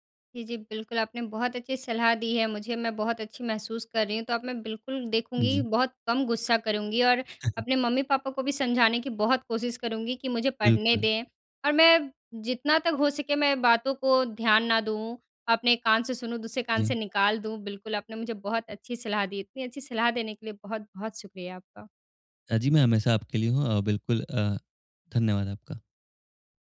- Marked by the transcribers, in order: chuckle
- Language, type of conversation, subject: Hindi, advice, मुझे बार-बार छोटी-छोटी बातों पर गुस्सा क्यों आता है और यह कब तथा कैसे होता है?